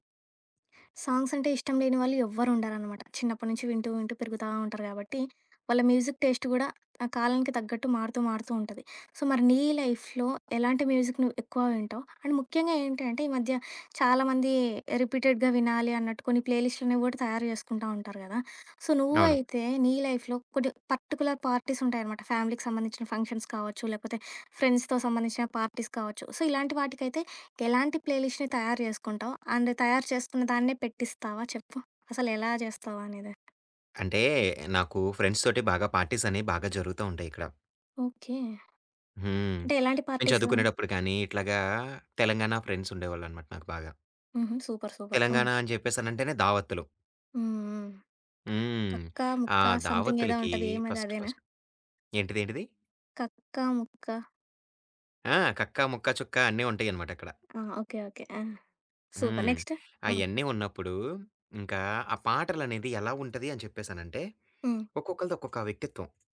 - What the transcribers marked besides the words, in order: other background noise; in English: "మ్యూజిక్ టేస్ట్"; in English: "సో"; in English: "లైఫ్‌లో"; in English: "మ్యూజిక్‌ని"; in English: "అండ్"; in English: "రిపీటెడ్‌గా"; in English: "సో"; in English: "లైఫ్‌లో"; in English: "పర్టిక్యులర్ పార్టీస్"; in English: "ఫ్యామిలీకి"; in English: "ఫంక్షన్స్"; in English: "ఫ్రెండ్స్‌తో"; in English: "పార్టీస్"; in English: "సో"; in English: "ప్లే లిస్ట్‌ని"; in English: "అండ్"; tapping; in English: "ఫ్రెండ్స్‌తోటి"; in English: "పార్టీస్"; in English: "పార్టీస్?"; in English: "సూపర్, సూపర్"; in English: "సంథింగ్"; in English: "ఫస్ట్, ఫస్ట్"; in English: "సూపర్"
- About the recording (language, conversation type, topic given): Telugu, podcast, పార్టీకి ప్లేలిస్ట్ సిద్ధం చేయాలంటే మొదట మీరు ఎలాంటి పాటలను ఎంచుకుంటారు?